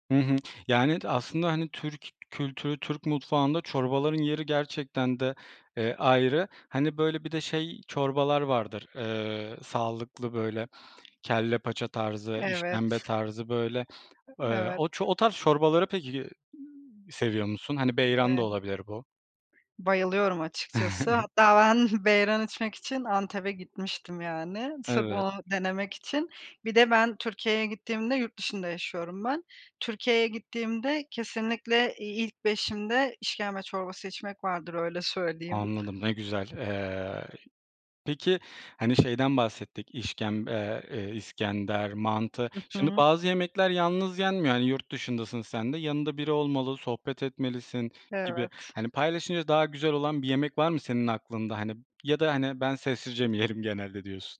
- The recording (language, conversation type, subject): Turkish, podcast, Hangi yemekler seni en çok kendin gibi hissettiriyor?
- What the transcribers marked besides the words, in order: other background noise; chuckle; tapping